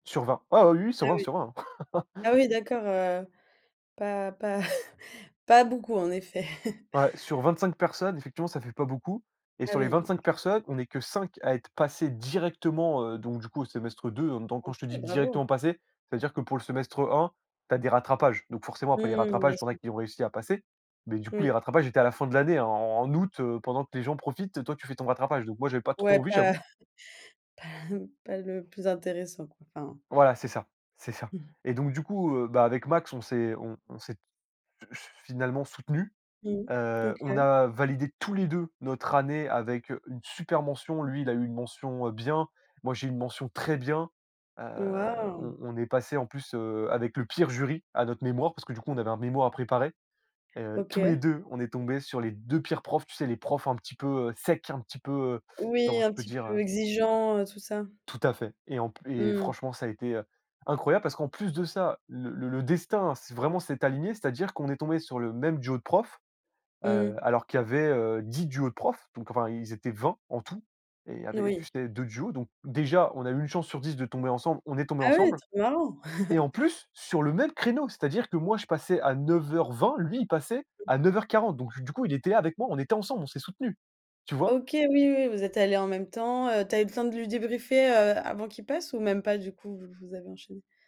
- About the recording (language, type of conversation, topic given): French, podcast, Peux-tu me parler d’une rencontre qui a fait basculer ton parcours ?
- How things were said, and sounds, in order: laugh; chuckle; chuckle; other background noise; chuckle; chuckle